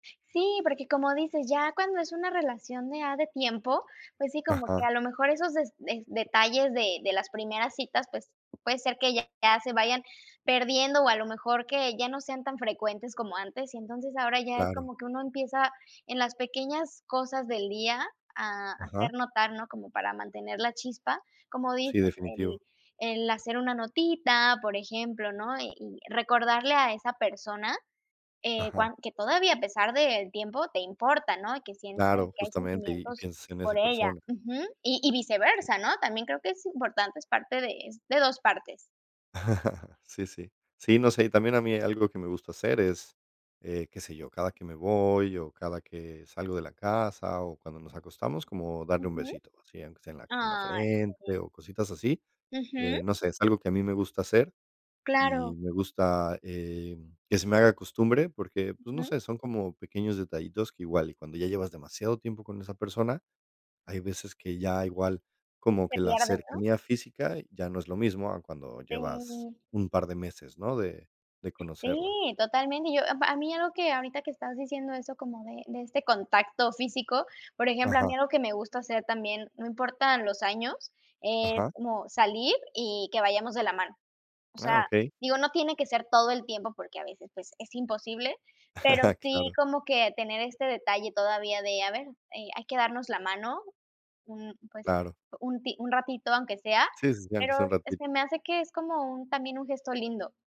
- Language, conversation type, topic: Spanish, unstructured, ¿Cómo mantener la chispa en una relación a largo plazo?
- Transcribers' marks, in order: tapping; other noise; chuckle; chuckle